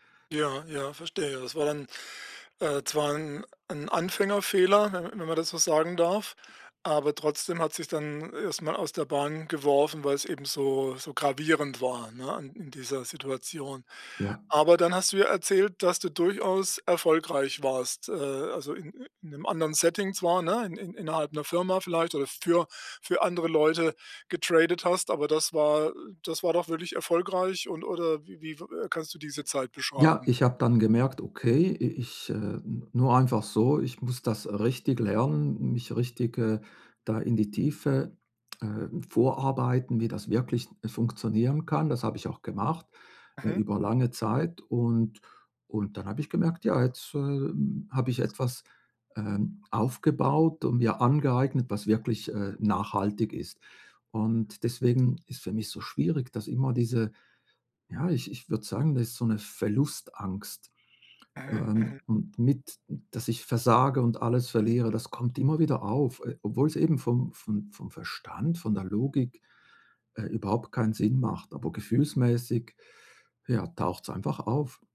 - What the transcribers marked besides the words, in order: tapping
- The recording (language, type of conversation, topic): German, advice, Wie kann ich besser mit der Angst vor dem Versagen und dem Erwartungsdruck umgehen?
- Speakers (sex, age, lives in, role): male, 55-59, Germany, user; male, 60-64, Germany, advisor